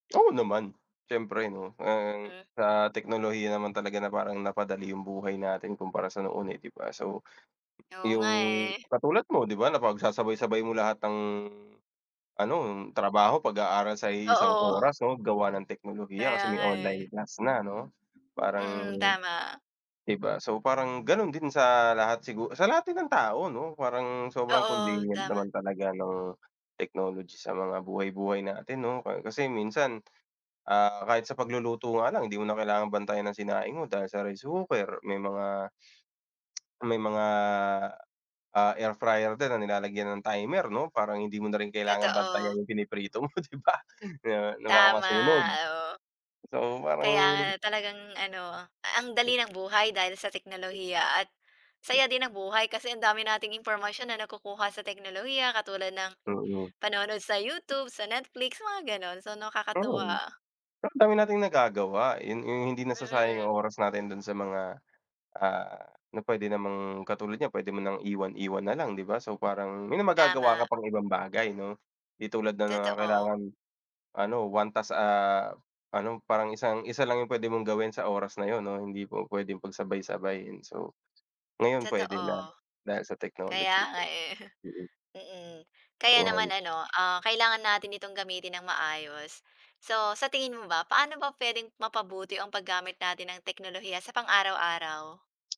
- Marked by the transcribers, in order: in English: "rice cooker"; tapping; in English: "air fryer"; laughing while speaking: "'di ba?"
- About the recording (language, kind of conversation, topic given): Filipino, unstructured, Ano ang mga benepisyo ng teknolohiya sa iyong buhay?